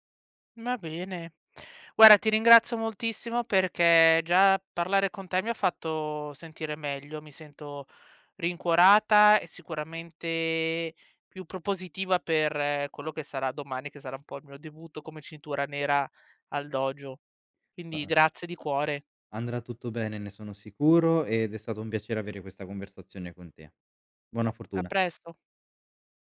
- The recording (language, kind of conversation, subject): Italian, advice, Come posso chiarire le responsabilità poco definite del mio nuovo ruolo o della mia promozione?
- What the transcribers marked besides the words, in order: "Guarda" said as "guara"; unintelligible speech